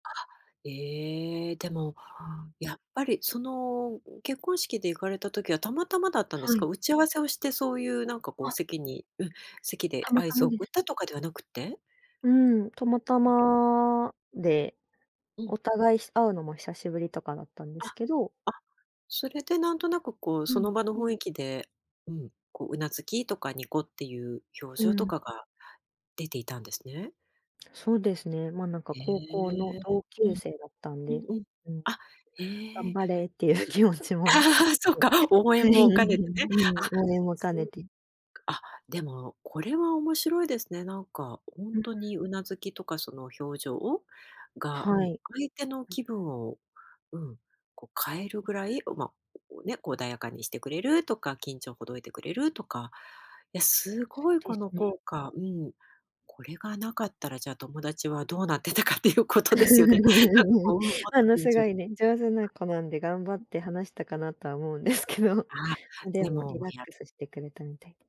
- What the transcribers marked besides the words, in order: other background noise; laughing while speaking: "っていう気持ちも、うん。はい、うん うん"; laughing while speaking: "ああ"; laughing while speaking: "どうなってたかっていうこ … うん、もっと緊張"; laugh; other noise; laughing while speaking: "ですけど"
- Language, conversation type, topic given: Japanese, podcast, 相槌やうなずきにはどんな意味がありますか？